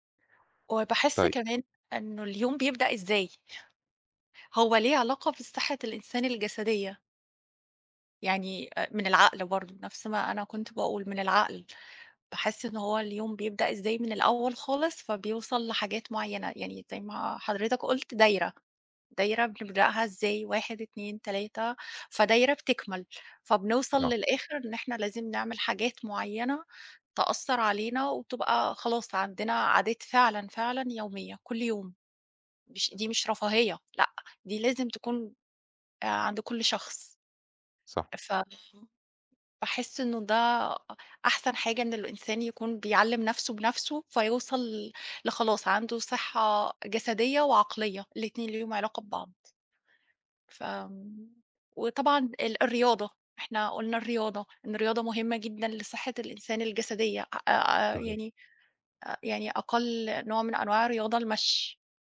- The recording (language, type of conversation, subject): Arabic, unstructured, إزاي بتحافظ على صحتك الجسدية كل يوم؟
- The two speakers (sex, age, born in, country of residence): female, 40-44, Egypt, Portugal; male, 30-34, Egypt, Spain
- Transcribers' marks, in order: none